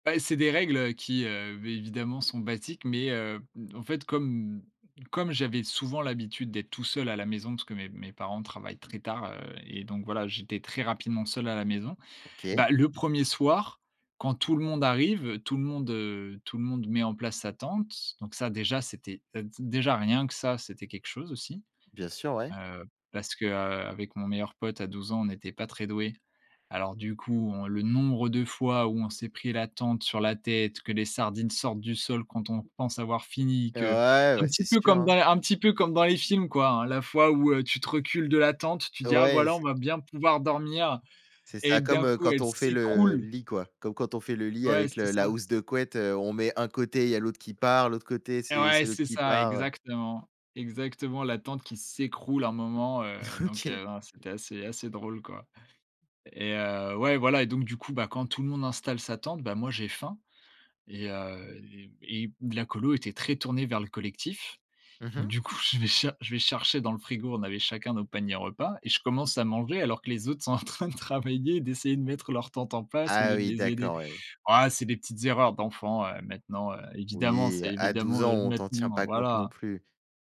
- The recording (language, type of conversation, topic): French, podcast, Quelle a été ton expérience de camping la plus mémorable ?
- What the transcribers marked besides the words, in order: stressed: "s'écroule"; stressed: "s'écroule"; laughing while speaking: "OK"; laughing while speaking: "sont en train de travailler … de les aider"